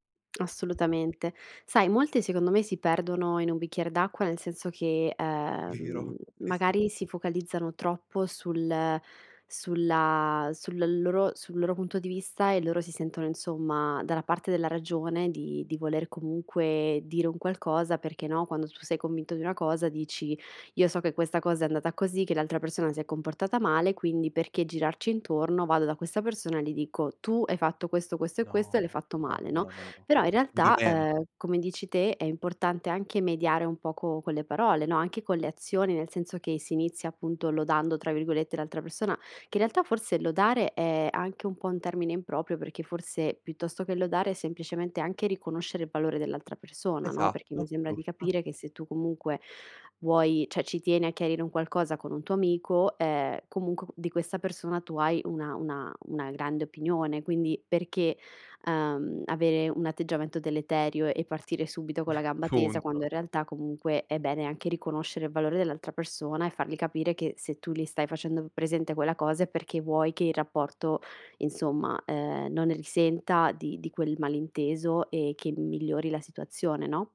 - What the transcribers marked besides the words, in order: lip smack; tapping; "cioè" said as "ceh"; chuckle
- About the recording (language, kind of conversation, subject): Italian, podcast, Come bilanci onestà e tatto nelle parole?